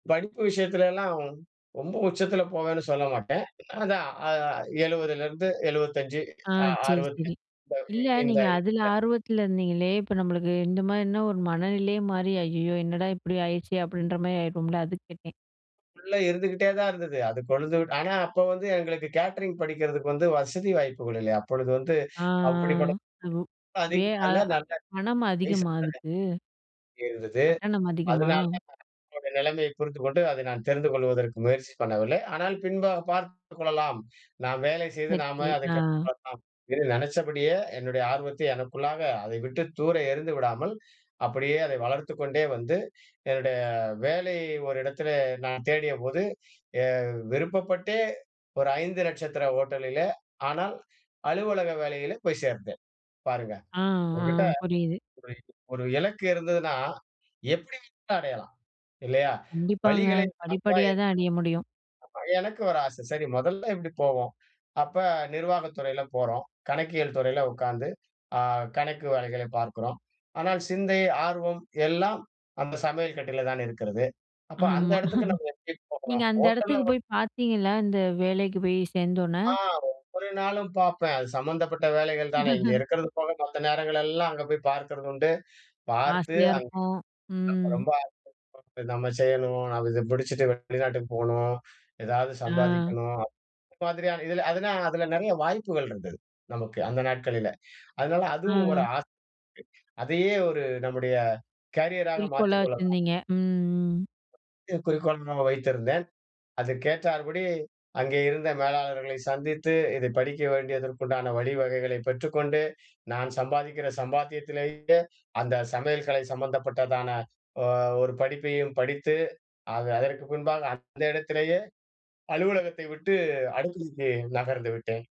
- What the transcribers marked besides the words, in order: unintelligible speech; in English: "கேட்டரிங்"; unintelligible speech; "அடைய" said as "அடிய"; chuckle; unintelligible speech; chuckle; unintelligible speech; other noise; horn
- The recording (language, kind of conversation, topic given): Tamil, podcast, சமையல் அல்லது உணவின் மீது உங்களுக்கு ஆர்வம் எப்படித் தோன்றியது?